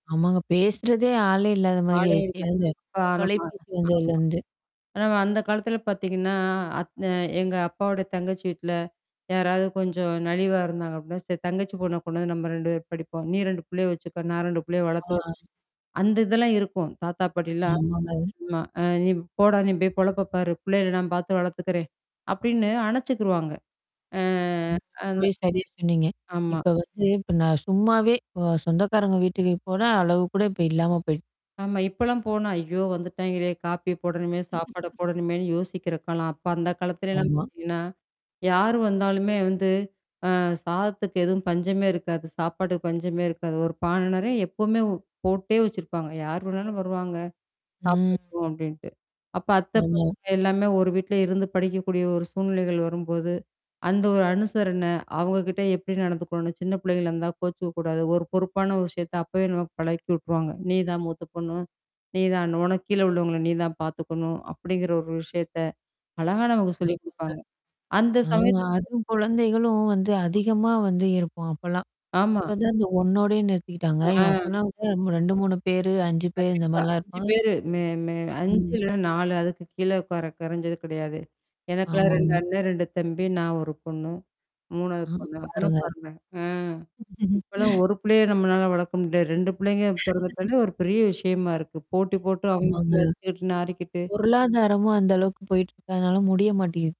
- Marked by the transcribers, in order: distorted speech; static; other background noise; laugh; mechanical hum; chuckle; chuckle
- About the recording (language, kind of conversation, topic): Tamil, podcast, முந்தைய தலைமுறையும் இன்றைய தலைமுறையும் குழந்தைகளை வளர்ப்பதில் எவ்வாறு வேறுபடுகின்றன?